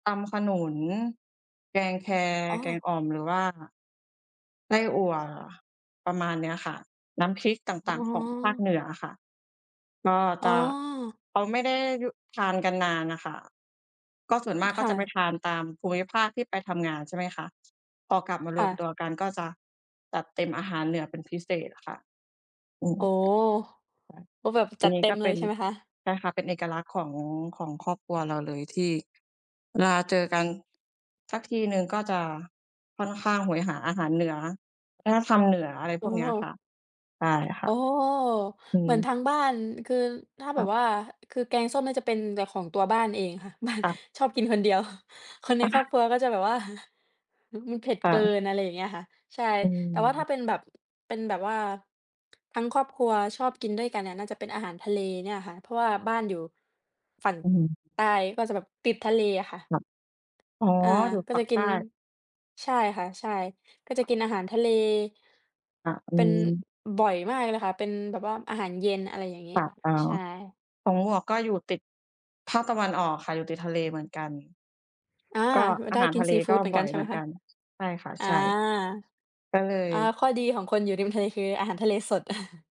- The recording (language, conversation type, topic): Thai, unstructured, คุณเคยมีประสบการณ์สนุกๆ กับครอบครัวไหม?
- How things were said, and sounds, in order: other background noise; tapping; laughing while speaking: "บ้าน"; chuckle; chuckle; chuckle